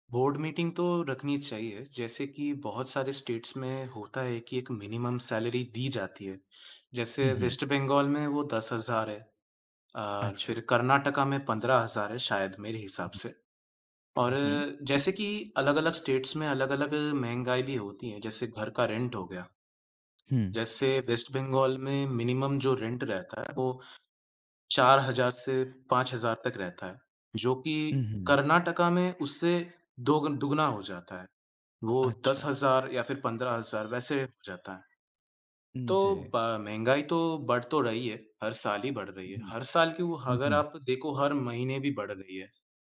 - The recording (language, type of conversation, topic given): Hindi, unstructured, बढ़ती महंगाई के बीच नौकरी में वेतन बढ़ोतरी मांगना आपको कैसा लगता है?
- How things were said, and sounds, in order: in English: "बोर्ड मीटिंग"; in English: "स्टेट्स"; in English: "मिनिमम सैलरी"; other background noise; in English: "स्टेट्स"; in English: "रेंट"; tapping; in English: "मिनिमम"; in English: "रेंट"; "अगर" said as "हगर"